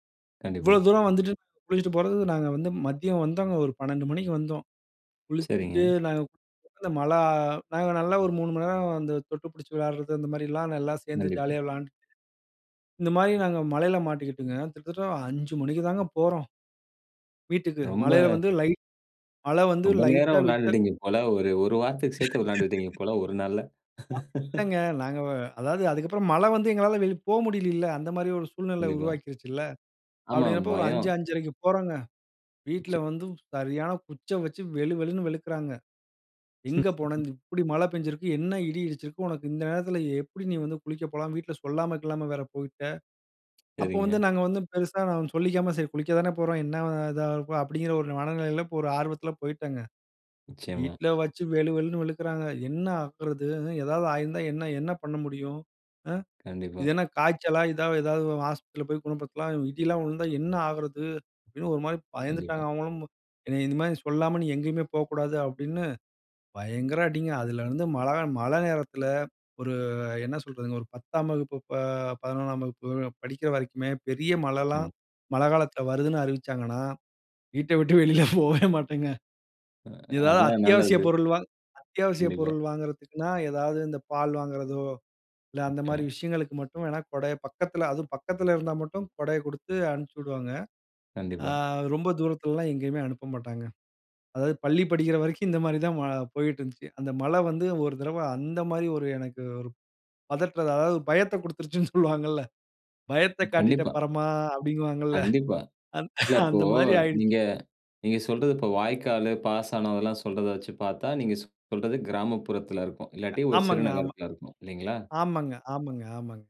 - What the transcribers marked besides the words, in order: laugh; laugh; laugh; laughing while speaking: "வீட்ட விட்டு வெளியில போவே மாட்டேங்க"; other background noise; laughing while speaking: "கொடுத்துருச்சுன்னு சொல்லுவாங்கல்ல? பயத்தக் காட்டிட்ட, பரமா! அப்படிங்குவாங்கல்ல. அந்த மாதிரி ஆகிடுச்சு"
- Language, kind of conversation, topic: Tamil, podcast, மழையுள்ள ஒரு நாள் உங்களுக்கு என்னென்ன பாடங்களைக் கற்றுத்தருகிறது?